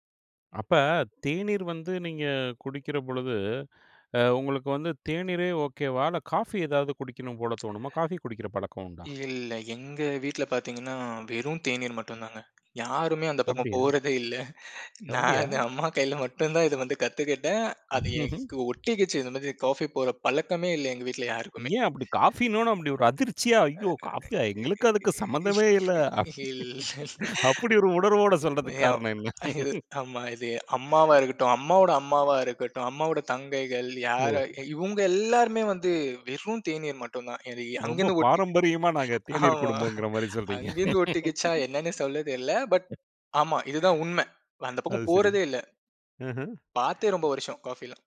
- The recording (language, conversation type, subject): Tamil, podcast, வீட்டில் உங்களுக்கு மிகவும் பிடித்த இடம் எது?
- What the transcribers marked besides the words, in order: other noise; other background noise; unintelligible speech; laugh; laugh; laughing while speaking: "ஆமா"; in English: "பட்"; laugh